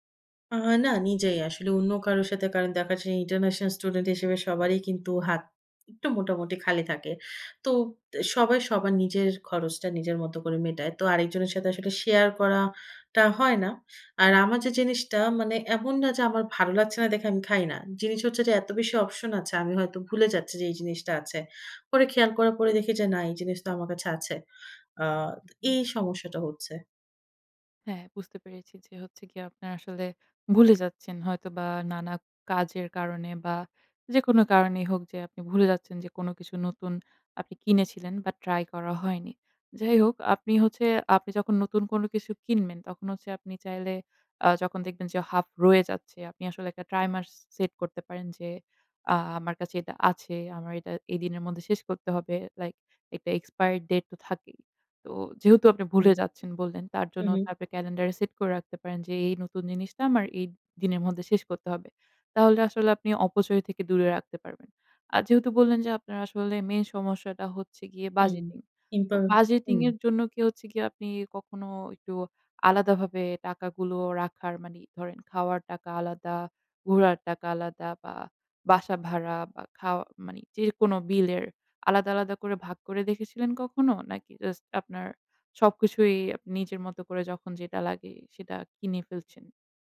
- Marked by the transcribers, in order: lip smack; other background noise; in English: "বাজেটিং"; in English: "বাজেটিং"
- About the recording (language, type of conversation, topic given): Bengali, advice, ক্যাশফ্লো সমস্যা: বেতন, বিল ও অপারেটিং খরচ মেটাতে উদ্বেগ
- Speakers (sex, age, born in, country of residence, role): female, 20-24, Bangladesh, Bangladesh, advisor; female, 25-29, Bangladesh, Finland, user